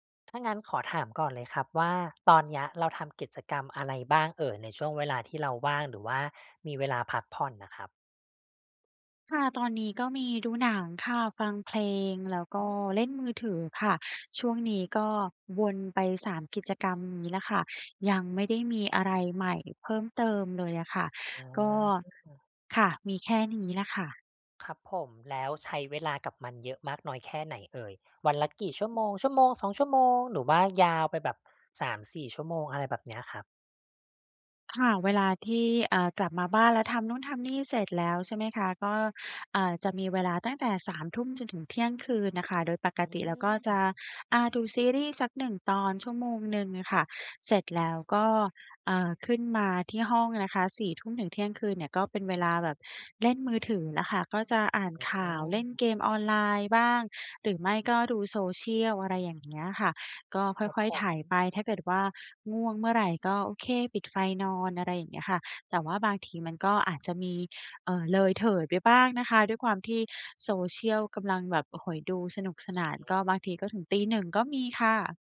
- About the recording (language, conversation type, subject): Thai, advice, จะจัดการเวลาว่างที่บ้านอย่างไรให้สนุกและได้พักผ่อนโดยไม่เบื่อ?
- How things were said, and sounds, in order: tapping; other background noise